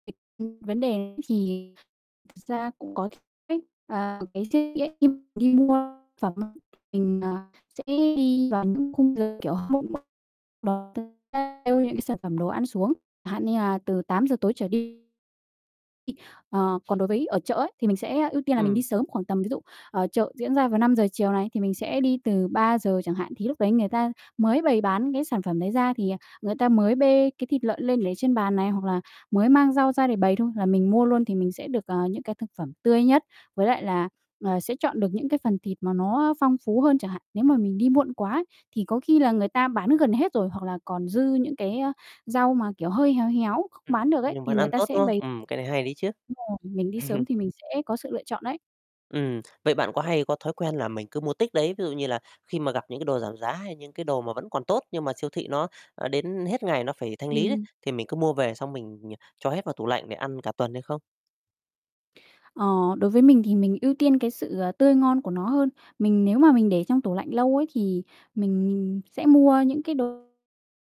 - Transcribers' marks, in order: distorted speech; unintelligible speech; unintelligible speech; other background noise; static; tapping; chuckle
- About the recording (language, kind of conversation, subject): Vietnamese, podcast, Bạn mua sắm như thế nào khi ngân sách hạn chế?